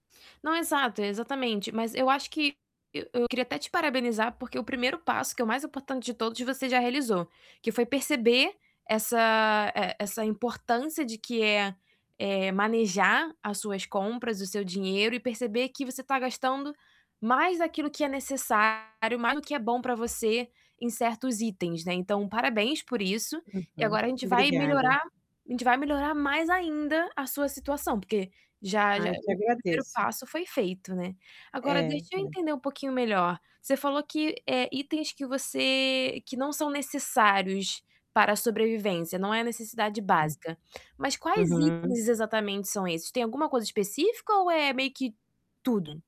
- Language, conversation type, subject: Portuguese, advice, Como posso limitar meu acesso a coisas que me tentam?
- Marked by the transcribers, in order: static; distorted speech; tapping